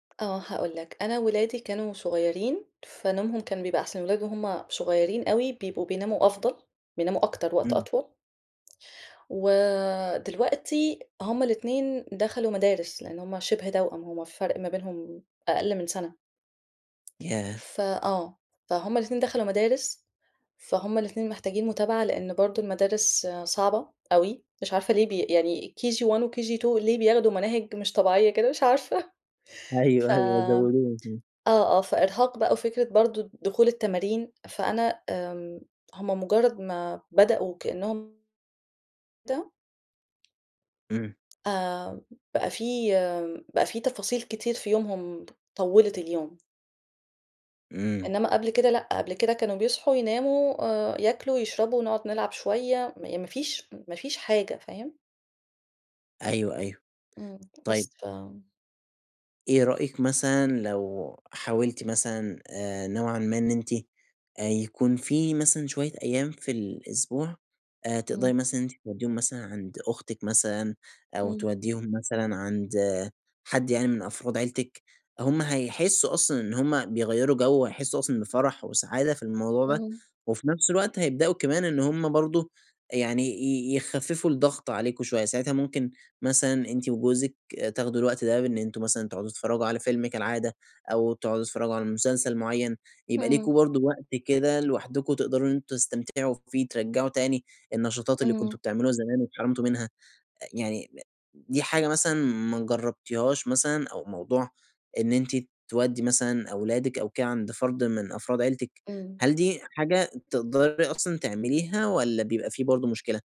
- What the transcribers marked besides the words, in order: unintelligible speech; in English: "KG1، وKG2"; unintelligible speech; laughing while speaking: "مش عارفة"; tapping; unintelligible speech
- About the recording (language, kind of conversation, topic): Arabic, advice, إزاي أقدر ألاقي وقت للراحة والهوايات؟